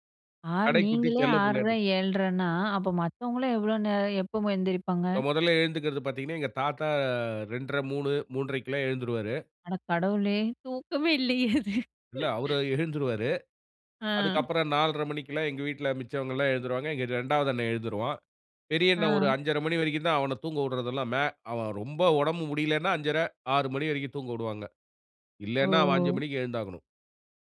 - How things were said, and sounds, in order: drawn out: "தாத்தா"; laughing while speaking: "தூக்கமே இல்லயே! அது"; laughing while speaking: "எழுந்துருவாரு"
- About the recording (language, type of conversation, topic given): Tamil, podcast, இரவில்தூங்குவதற்குமுன் நீங்கள் எந்த வரிசையில் என்னென்ன செய்வீர்கள்?